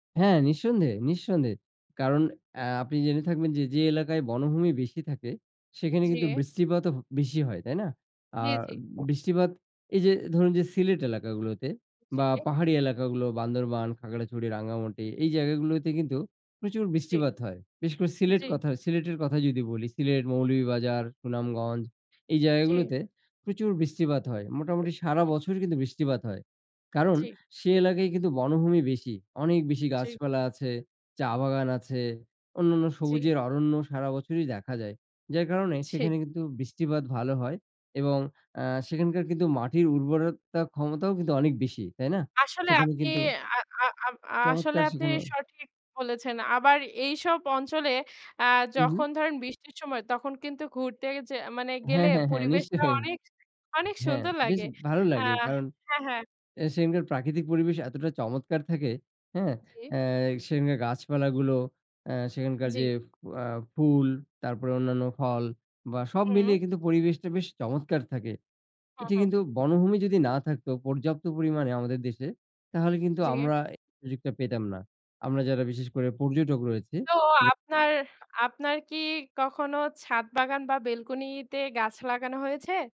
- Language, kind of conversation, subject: Bengali, unstructured, বনভূমি কমে গেলে পরিবেশে কী প্রভাব পড়ে?
- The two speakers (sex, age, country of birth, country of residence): male, 25-29, Bangladesh, Bangladesh; male, 40-44, Bangladesh, Bangladesh
- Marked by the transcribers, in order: blowing; tapping; tsk; laughing while speaking: "নিশ্চয়ই"; other noise; blowing; unintelligible speech